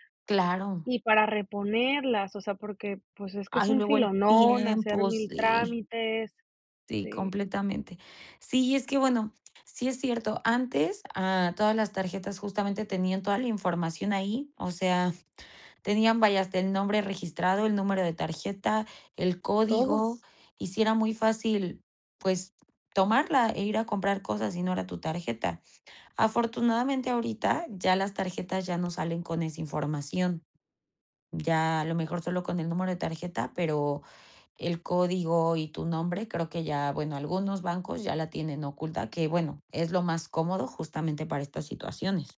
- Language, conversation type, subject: Spanish, podcast, ¿Qué hiciste cuando perdiste tu teléfono o tus tarjetas durante un viaje?
- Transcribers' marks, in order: disgusted: "Ay, luego el tiempo, sí"; "filón" said as "filonón"